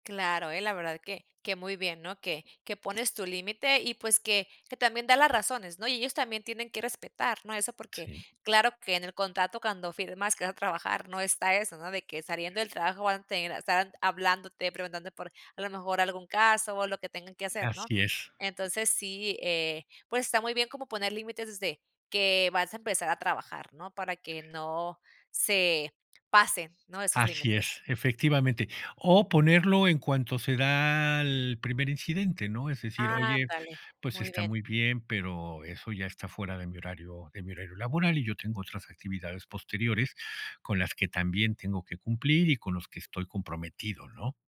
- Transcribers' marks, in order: drawn out: "da"
- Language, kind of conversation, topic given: Spanish, podcast, ¿Hasta qué punto mezclas tu vida personal y tu vida profesional?